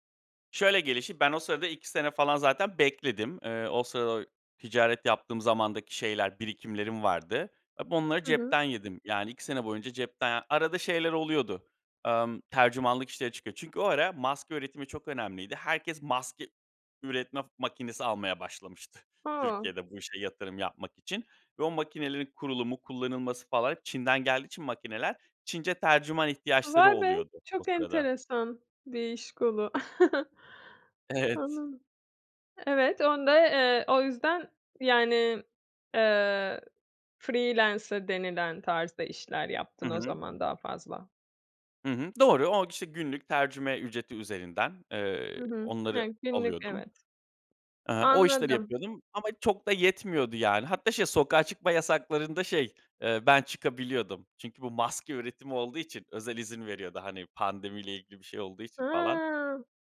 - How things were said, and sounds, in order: tapping; laughing while speaking: "başlamıştı"; drawn out: "A!"; chuckle; laughing while speaking: "Evet"; in English: "freelancer"; other background noise; drawn out: "A!"
- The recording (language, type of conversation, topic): Turkish, podcast, Bu iş hayatını nasıl etkiledi ve neleri değiştirdi?